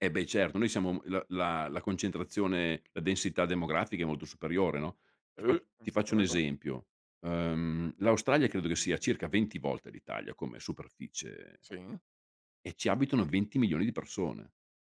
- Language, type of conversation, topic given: Italian, podcast, Quale persona che hai incontrato ti ha spinto a provare qualcosa di nuovo?
- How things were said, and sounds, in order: other background noise